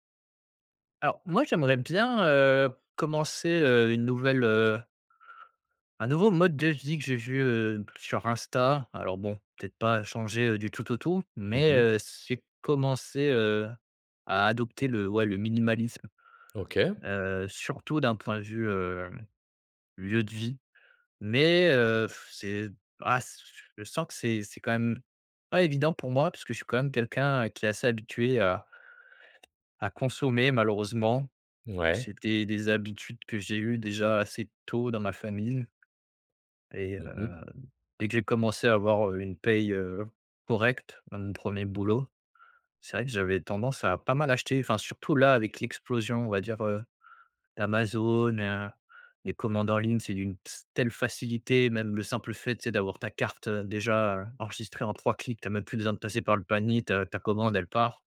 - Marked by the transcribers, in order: other background noise
- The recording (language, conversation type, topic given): French, advice, Comment adopter le minimalisme sans avoir peur de manquer ?